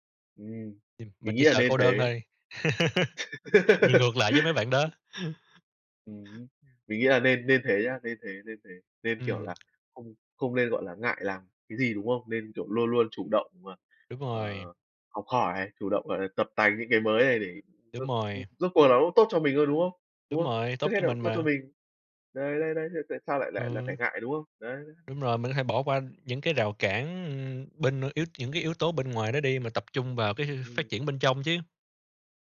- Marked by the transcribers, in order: chuckle; laugh; tapping
- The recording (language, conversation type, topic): Vietnamese, unstructured, Bạn nghĩ sao về việc ngày càng nhiều người trẻ bỏ thói quen tập thể dục hằng ngày?